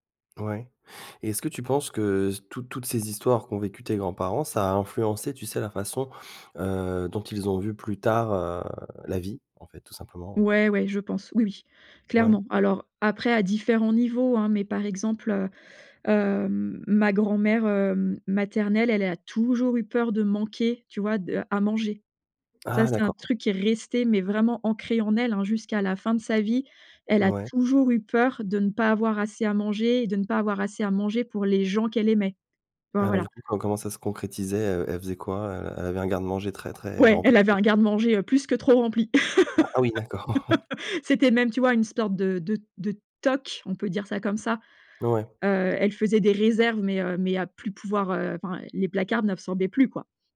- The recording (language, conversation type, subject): French, podcast, Comment les histoires de guerre ou d’exil ont-elles marqué ta famille ?
- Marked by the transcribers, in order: stressed: "vie"; stressed: "resté"; other background noise; unintelligible speech; laugh; chuckle